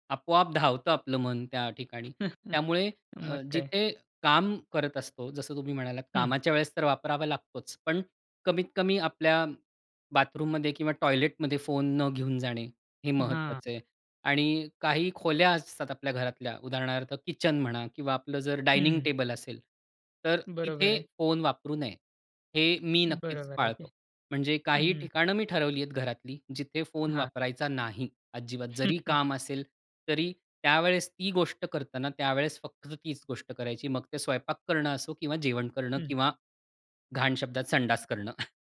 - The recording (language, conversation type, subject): Marathi, podcast, स्क्रीन टाइम कमी करण्यासाठी कोणते सोपे उपाय करता येतील?
- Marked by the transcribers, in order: chuckle; in English: "डायनिंग टेबल"; chuckle; chuckle